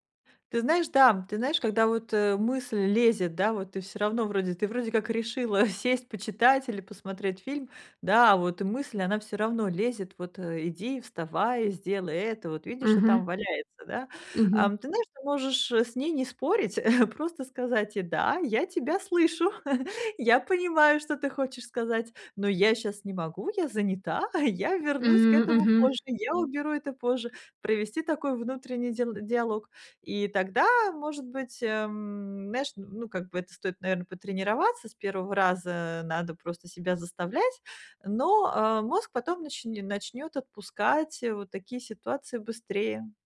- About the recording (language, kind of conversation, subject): Russian, advice, Как организовать домашние дела, чтобы они не мешали отдыху и просмотру фильмов?
- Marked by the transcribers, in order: chuckle; chuckle; joyful: "Да, я тебя слышу. Я … уберу это позже"; chuckle; chuckle; "знаешь" said as "мяш"